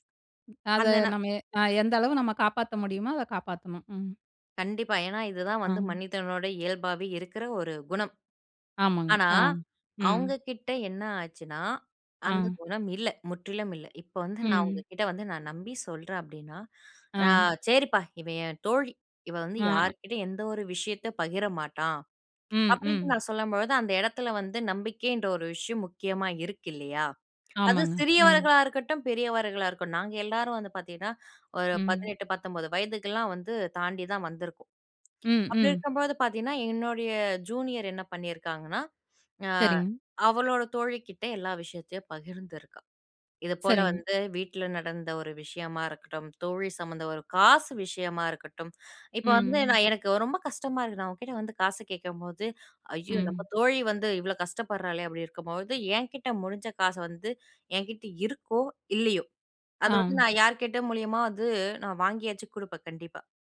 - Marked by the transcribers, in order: anticipating: "அந்த இடத்துல வந்து நம்பிக்கைன்ற ஒரு விஷயம் முக்கியமா இருக்கு இல்லையா?"; in English: "ஜூனியர்"; put-on voice: "காசு விஷயமா"
- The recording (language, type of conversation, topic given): Tamil, podcast, நம்பிக்கையை மீண்டும் கட்டுவது எப்படி?